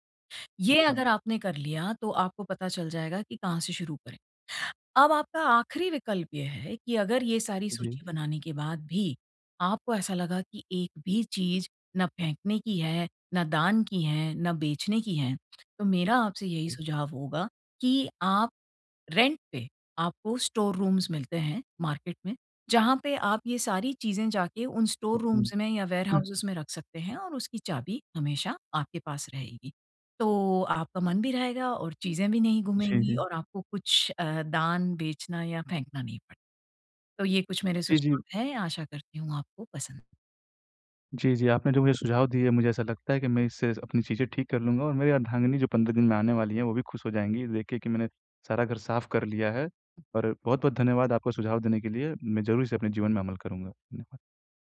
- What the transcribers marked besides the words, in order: in English: "रेंट"; in English: "स्टोर रूम्स"; in English: "मार्केट"; in English: "स्टोर रूम्स"; in English: "वेयरहाउसेज़"
- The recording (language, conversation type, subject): Hindi, advice, मैं अपने घर की अनावश्यक चीज़ें कैसे कम करूँ?